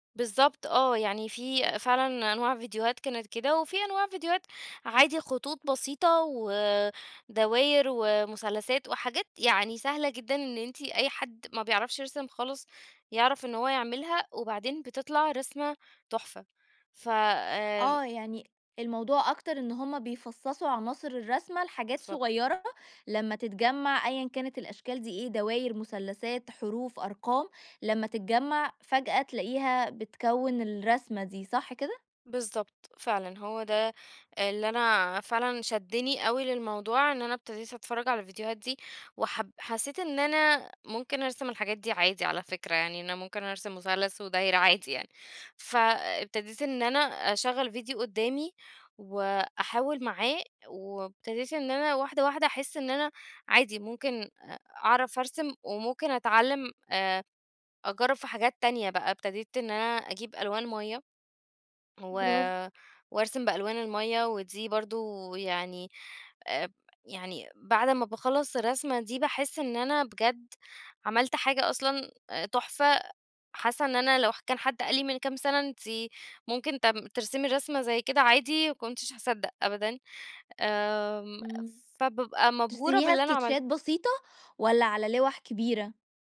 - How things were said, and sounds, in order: in English: "إسكيتشات"
- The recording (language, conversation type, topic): Arabic, podcast, إيه النشاط اللي بترجع له لما تحب تهدأ وتفصل عن الدنيا؟